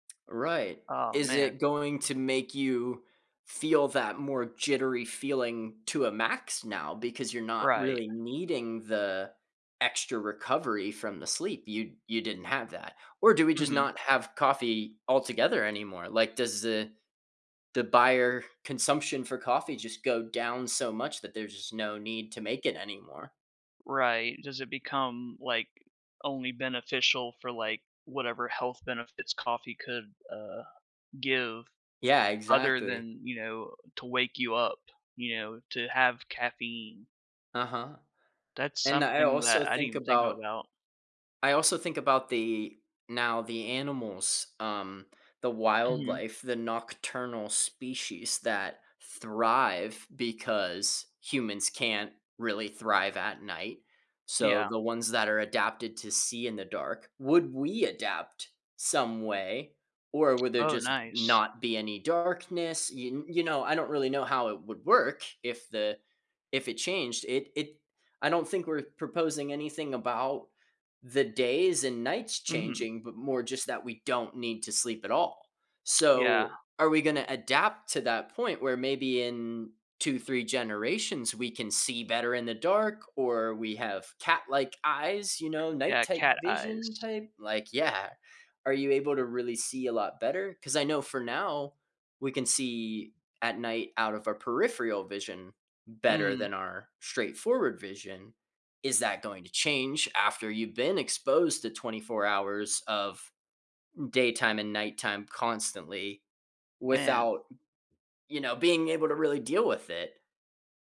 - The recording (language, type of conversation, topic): English, unstructured, How would you prioritize your day without needing to sleep?
- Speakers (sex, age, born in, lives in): male, 30-34, United States, United States; male, 35-39, United States, United States
- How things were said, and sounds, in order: tapping; "peripheral" said as "periphreal"